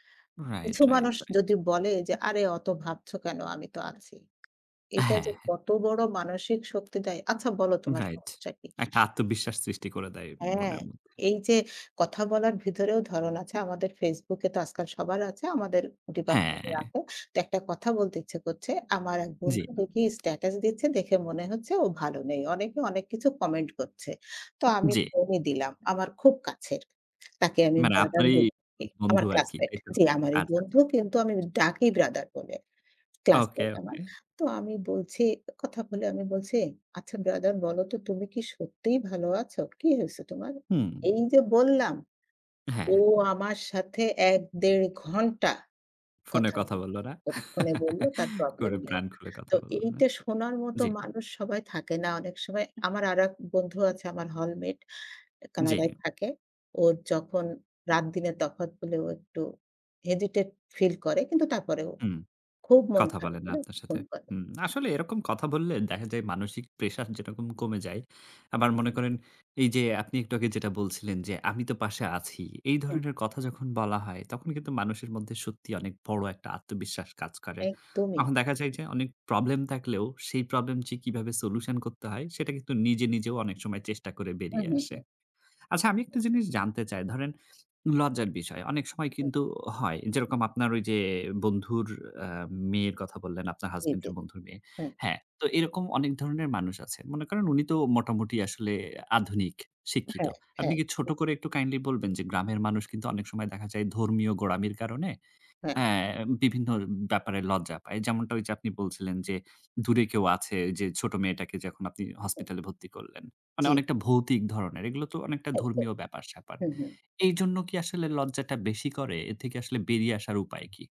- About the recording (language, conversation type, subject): Bengali, podcast, তুমি মানসিক স্বাস্থ্য নিয়ে লজ্জা বা অবমাননার মুখে পড়লে কীভাবে মোকাবিলা করো?
- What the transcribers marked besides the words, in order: chuckle; in English: "হেজিটেট ফিল"; in English: "সলিউশন"; in English: "কাইন্ডলি"